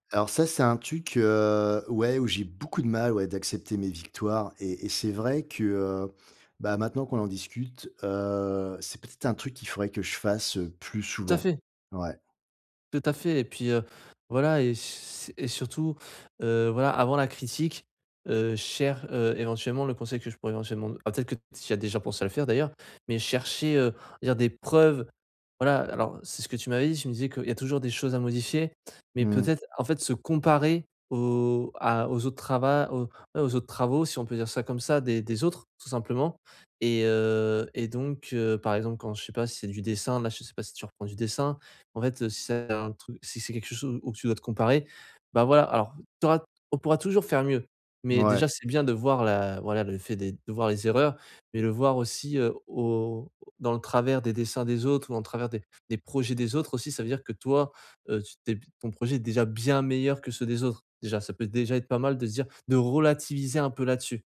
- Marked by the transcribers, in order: "truc" said as "tuc"; stressed: "bien"; stressed: "relativiser"
- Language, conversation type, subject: French, advice, Comment puis-je remettre en question mes pensées autocritiques et arrêter de me critiquer intérieurement si souvent ?